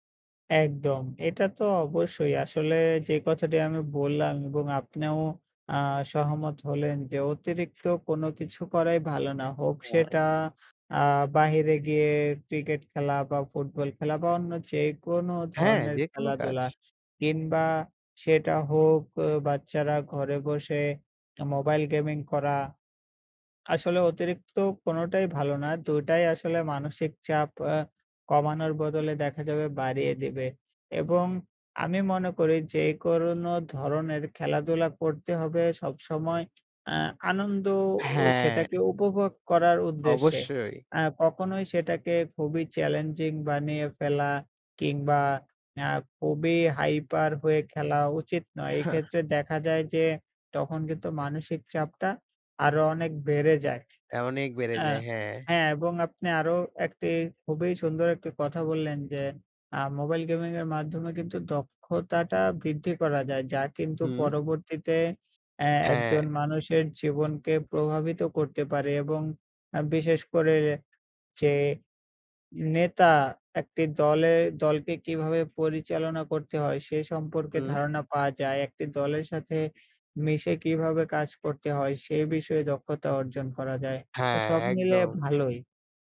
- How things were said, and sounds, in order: "আপনিও" said as "আপ্নেও"; other background noise; unintelligible speech; wind; "কোন" said as "কোরোনো"; tapping; "অনেক" said as "অ্যাওনেক"; snort
- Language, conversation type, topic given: Bengali, unstructured, খেলাধুলা করা মানসিক চাপ কমাতে সাহায্য করে কিভাবে?